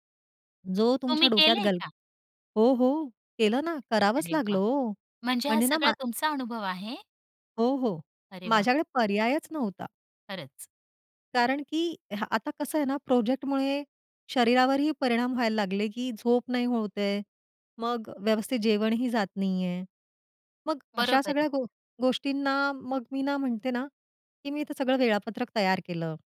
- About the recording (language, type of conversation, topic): Marathi, podcast, ठराविक वेळेवर झोपण्याची सवय कशी रुजवली?
- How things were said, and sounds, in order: tapping